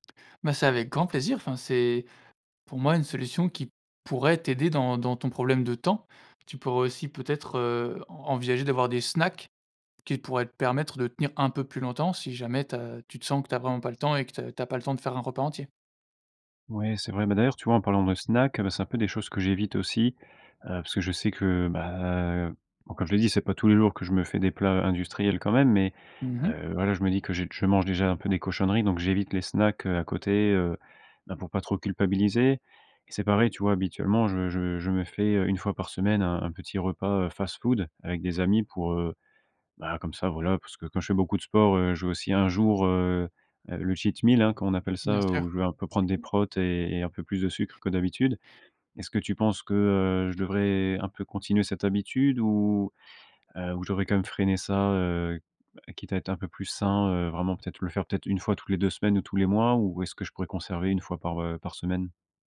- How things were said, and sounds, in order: in English: "cheat meal"; other background noise; "protéines" said as "prots"
- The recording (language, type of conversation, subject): French, advice, Comment puis-je manger sainement malgré un emploi du temps surchargé et des repas pris sur le pouce ?